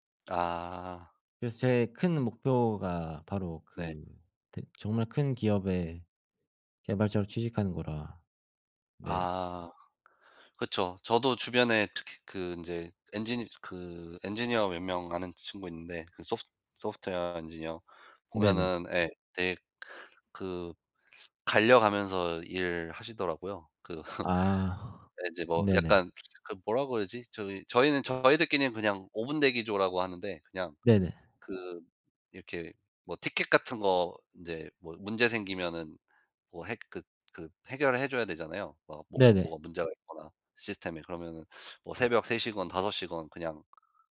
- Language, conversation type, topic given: Korean, unstructured, 당신이 이루고 싶은 가장 큰 목표는 무엇인가요?
- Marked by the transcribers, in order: tapping; laugh; other background noise; teeth sucking